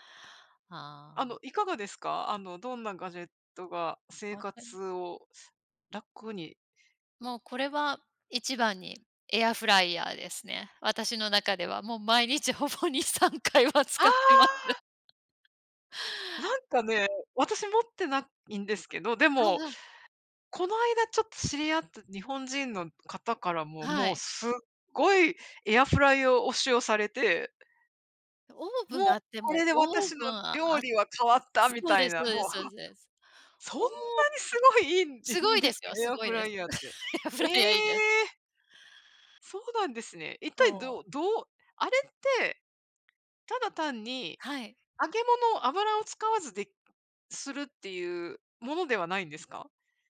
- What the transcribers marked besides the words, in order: laughing while speaking: "ほぼ にさんかい は使ってます"; joyful: "ああ"; laughing while speaking: "エアフライヤーいいです"; surprised: "ええ！"; other background noise
- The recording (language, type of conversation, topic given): Japanese, unstructured, どのようなガジェットが日々の生活を楽にしてくれましたか？
- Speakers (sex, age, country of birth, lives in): female, 45-49, Japan, United States; female, 55-59, Japan, United States